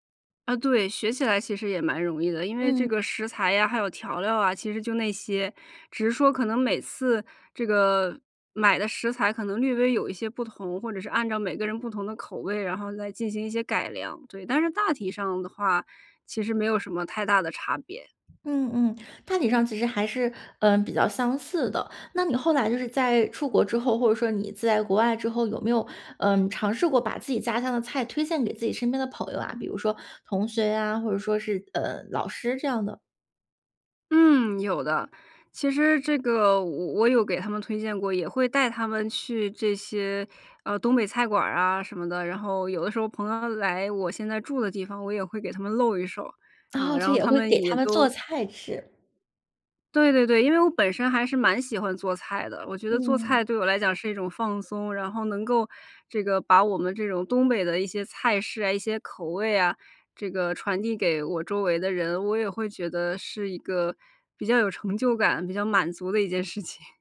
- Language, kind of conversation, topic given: Chinese, podcast, 哪道菜最能代表你家乡的味道？
- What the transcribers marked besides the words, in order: tapping; surprised: "哦"; laughing while speaking: "情"